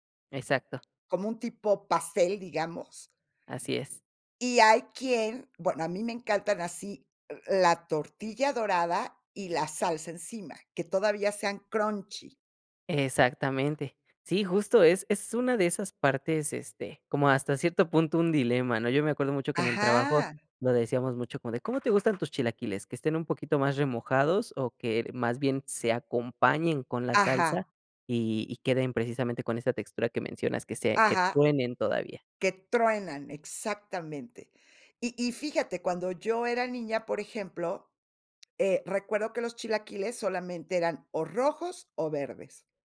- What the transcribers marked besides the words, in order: in English: "crunchy"; tapping
- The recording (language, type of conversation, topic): Spanish, podcast, ¿Qué comida te conecta con tus raíces?